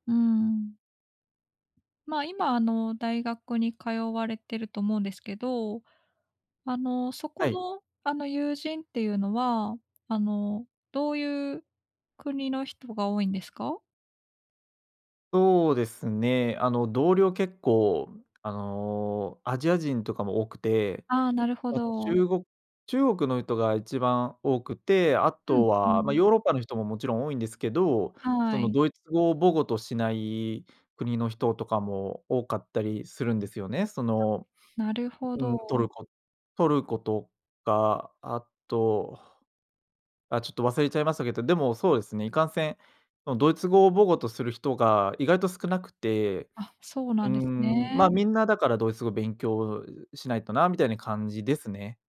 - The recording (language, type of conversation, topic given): Japanese, advice, 最初はやる気があるのにすぐ飽きてしまうのですが、どうすれば続けられますか？
- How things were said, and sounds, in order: other background noise